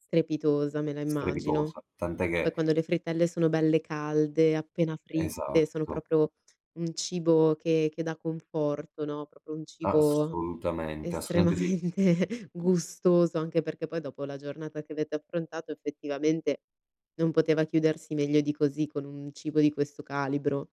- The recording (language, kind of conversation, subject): Italian, podcast, Puoi raccontarmi di un errore di viaggio che si è trasformato in un’avventura?
- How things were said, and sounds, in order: other background noise; tapping; "proprio" said as "propro"; "proprio" said as "propro"; laughing while speaking: "estremamente"